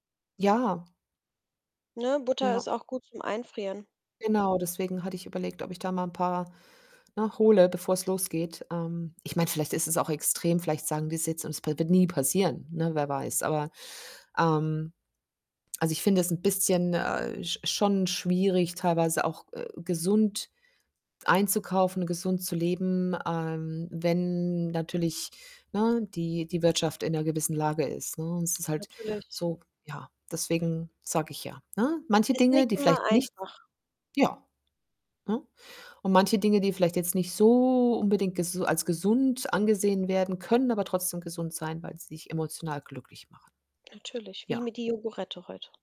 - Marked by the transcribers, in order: distorted speech; drawn out: "so"
- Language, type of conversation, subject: German, unstructured, Wie findest du die richtige Balance zwischen gesunder Ernährung und Genuss?